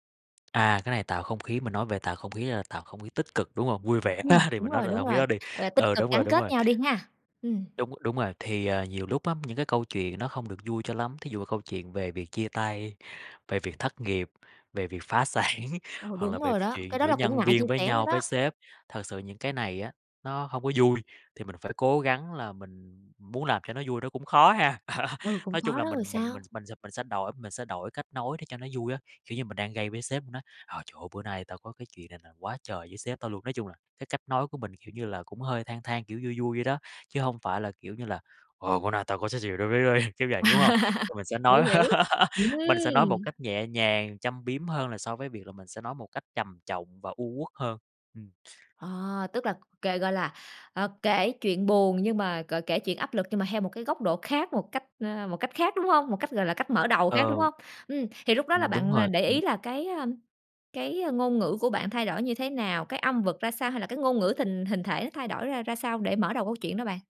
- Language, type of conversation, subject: Vietnamese, podcast, Bạn thường tạo không khí cho một câu chuyện bằng cách nào?
- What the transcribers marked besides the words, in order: tapping; chuckle; other background noise; laughing while speaking: "sản"; chuckle; laugh; laughing while speaking: "ấy"; laugh